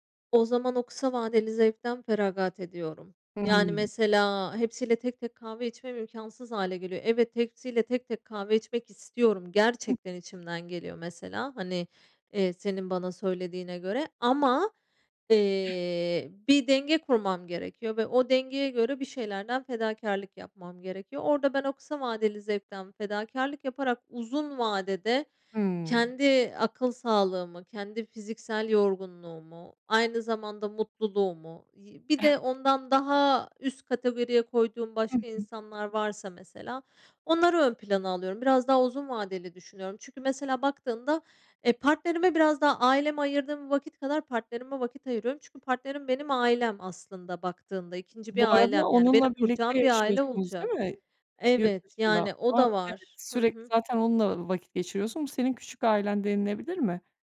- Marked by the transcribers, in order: stressed: "gerçekten"; other noise; chuckle; other background noise; tapping
- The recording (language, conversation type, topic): Turkish, podcast, Kısa vadeli zevklerle uzun vadeli hedeflerini nasıl dengelersin?